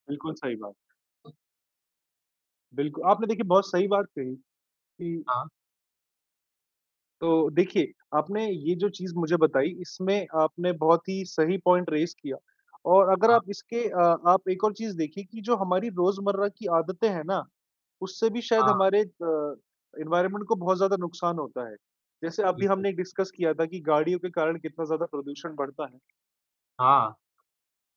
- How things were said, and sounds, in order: tapping; static; in English: "पॉइंट रेज़"; in English: "एनवायरनमेंट"; in English: "डिस्कस"
- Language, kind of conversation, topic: Hindi, unstructured, आपके आस-पास प्रदूषण के कारण आपको किन-किन दिक्कतों का सामना करना पड़ता है?